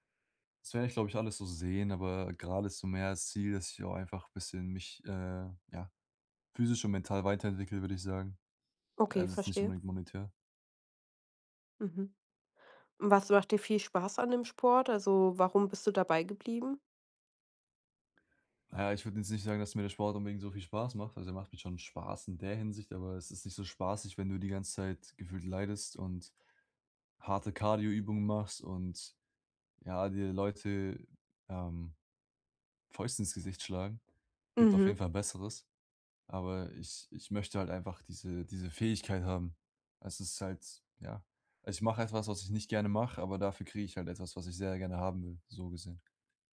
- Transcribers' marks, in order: none
- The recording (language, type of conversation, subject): German, advice, Wie gehst du mit einem Konflikt mit deinem Trainingspartner über Trainingsintensität oder Ziele um?